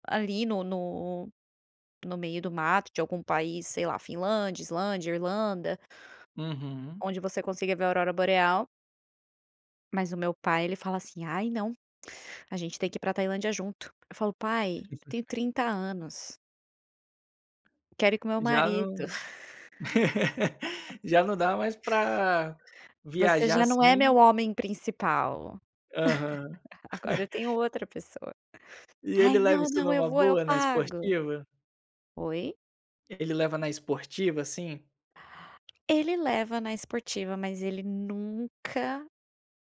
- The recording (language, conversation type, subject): Portuguese, podcast, Como o mar, a montanha ou a floresta ajudam você a pensar com mais clareza?
- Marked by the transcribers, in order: chuckle; laugh; laugh; chuckle